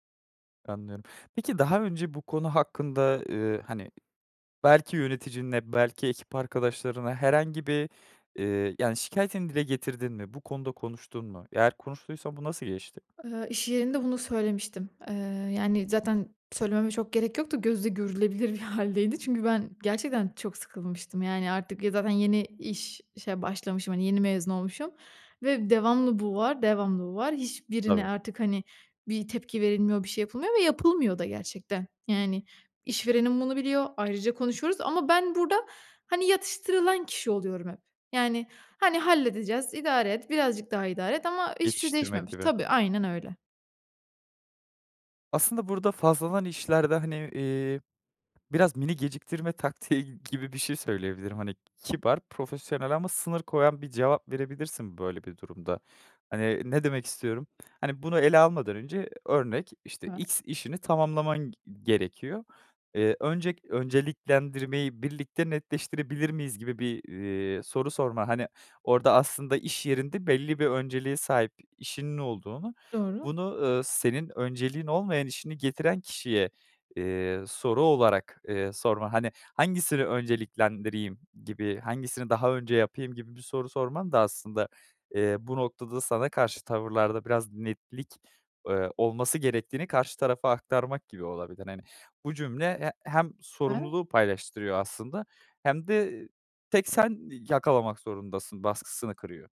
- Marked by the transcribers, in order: laughing while speaking: "bir hâldeydi"
- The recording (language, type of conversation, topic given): Turkish, advice, İş yerinde sürekli ulaşılabilir olmanız ve mesai dışında da çalışmanız sizden bekleniyor mu?
- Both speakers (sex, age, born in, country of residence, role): female, 25-29, Turkey, Italy, user; male, 25-29, Turkey, Netherlands, advisor